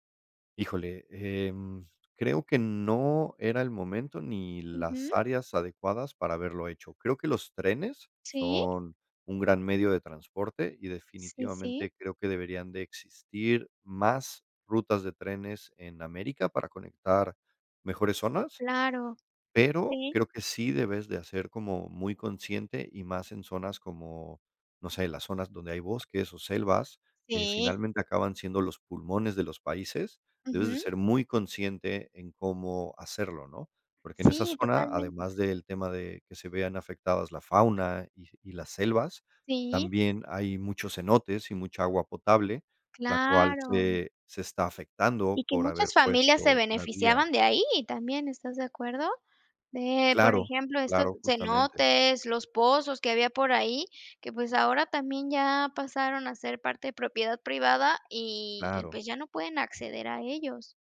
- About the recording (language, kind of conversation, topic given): Spanish, unstructured, ¿Por qué debemos respetar las áreas naturales cercanas?
- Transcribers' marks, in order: tapping; other noise